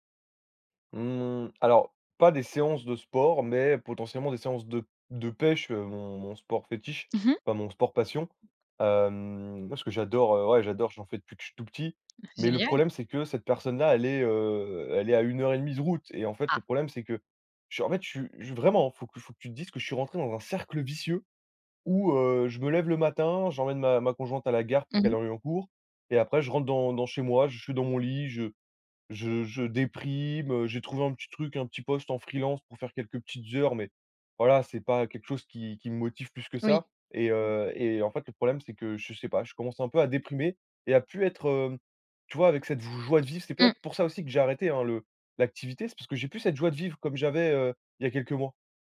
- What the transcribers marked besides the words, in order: tapping; other background noise
- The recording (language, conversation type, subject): French, advice, Pourquoi est-ce que j’abandonne une nouvelle routine d’exercice au bout de quelques jours ?